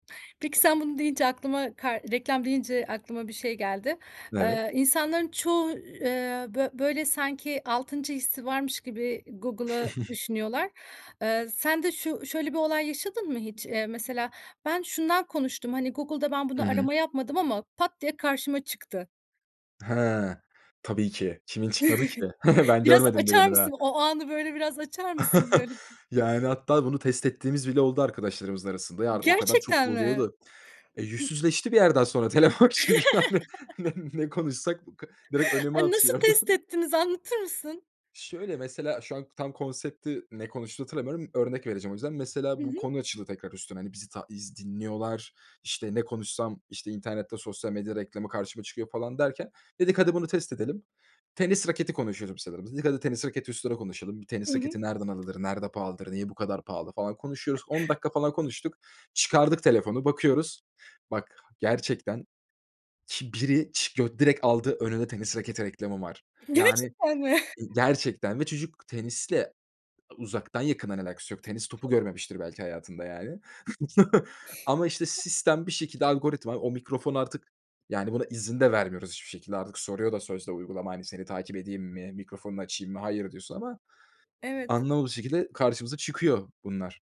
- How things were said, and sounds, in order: tapping; chuckle; chuckle; chuckle; other background noise; unintelligible speech; chuckle; laughing while speaking: "telefon çünkü, yani, ne ne konuşsak"; laughing while speaking: "atıyordu"; chuckle; chuckle
- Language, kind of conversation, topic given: Turkish, podcast, Sosyal medya gizliliği konusunda hangi endişelerin var?